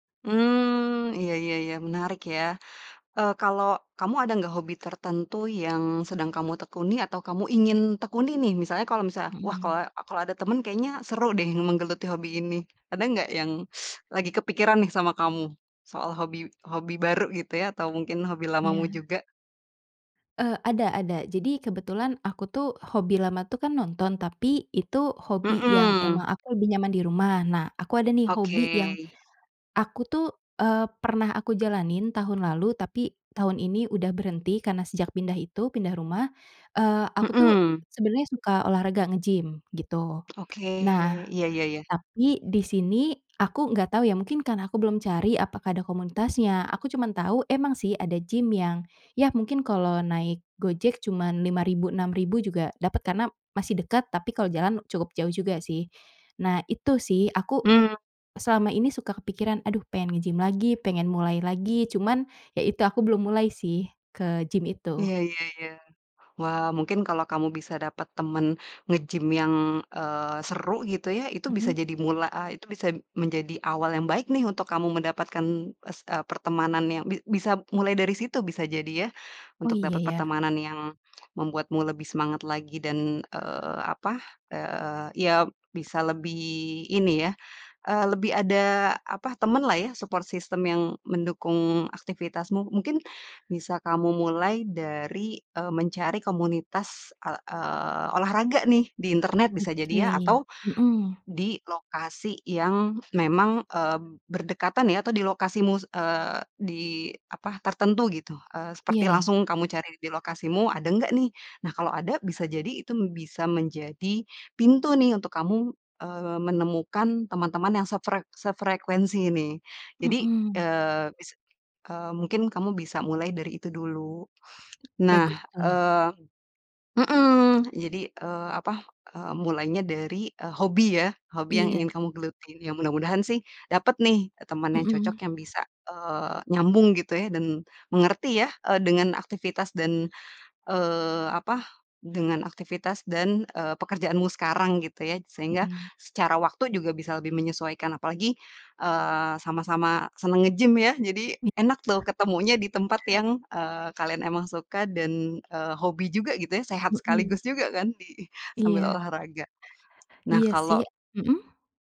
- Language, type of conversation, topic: Indonesian, advice, Bagaimana cara mendapatkan teman dan membangun jaringan sosial di kota baru jika saya belum punya teman atau jaringan apa pun?
- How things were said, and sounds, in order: tapping; other background noise; teeth sucking; in English: "support system"